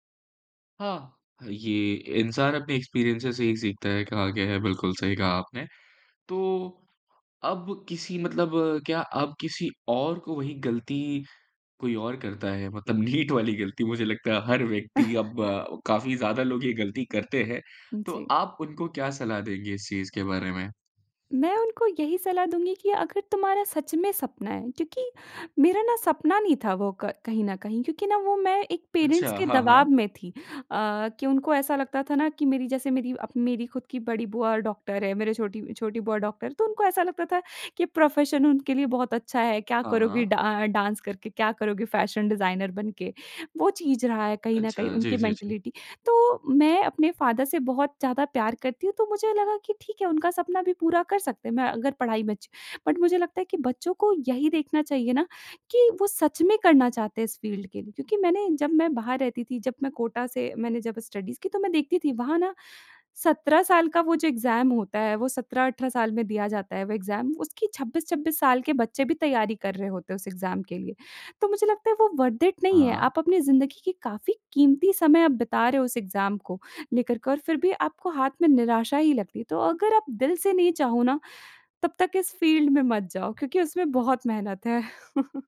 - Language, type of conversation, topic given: Hindi, podcast, कौन सी गलती बाद में आपके लिए वरदान साबित हुई?
- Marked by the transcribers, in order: in English: "एक्सपीरियंसेज़"; laugh; in English: "पेरेंट्स"; "दबाव" said as "दवाब"; in English: "प्रोफेशन"; in English: "फैशन डिज़ाइनर"; in English: "मेंटालिटी"; in English: "फादर"; in English: "बट"; in English: "फील्ड"; in English: "स्टडीज"; in English: "एग्जाम"; in English: "एग्जाम"; in English: "एग्जाम"; in English: "वर्थ इट"; in English: "एग्जाम"; in English: "फील्ड"; chuckle